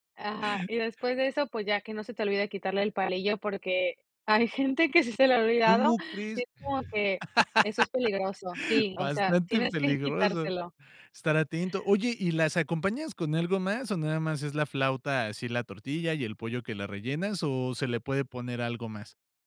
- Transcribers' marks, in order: laughing while speaking: "hay gente que sí se le ha olvidado"; laugh; tapping
- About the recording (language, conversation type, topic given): Spanish, podcast, ¿Cómo intentas transmitir tus raíces a la próxima generación?